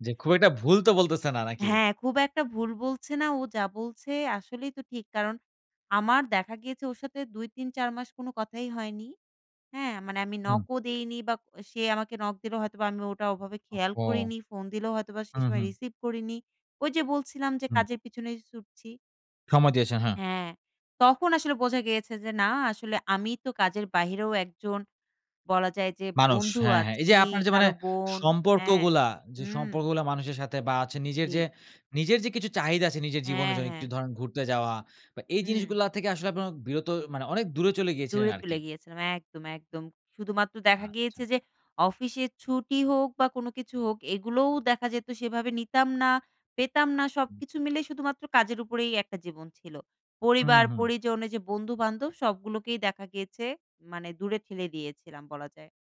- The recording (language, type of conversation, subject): Bengali, podcast, কাজকে জীবনের একমাত্র মাপকাঠি হিসেবে না রাখার উপায় কী?
- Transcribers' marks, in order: tapping